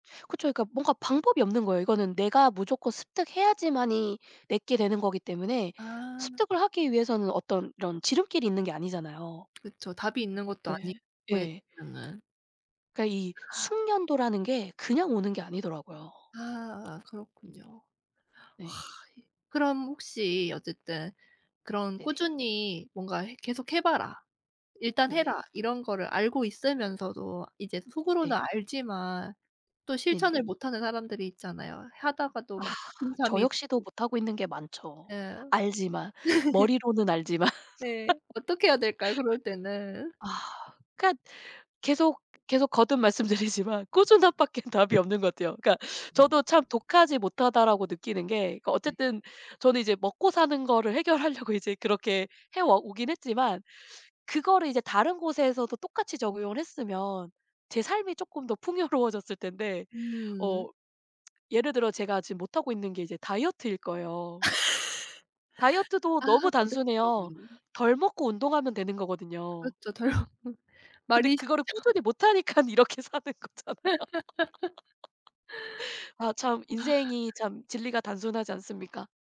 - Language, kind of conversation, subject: Korean, podcast, 꾸준히 하는 비결은 뭐예요?
- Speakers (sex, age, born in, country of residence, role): female, 25-29, South Korea, Netherlands, host; female, 40-44, South Korea, United States, guest
- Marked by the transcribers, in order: other background noise; unintelligible speech; laugh; laughing while speaking: "알지만"; laugh; laughing while speaking: "말씀드리지만 꾸준함밖엔 답이 없는 것 같아요. 그러니까"; laughing while speaking: "해결하려고 이제"; laughing while speaking: "풍요로워졌을"; tsk; laugh; laughing while speaking: "덜 먹고"; laughing while speaking: "하니깐 이렇게 사는 거잖아요"; laugh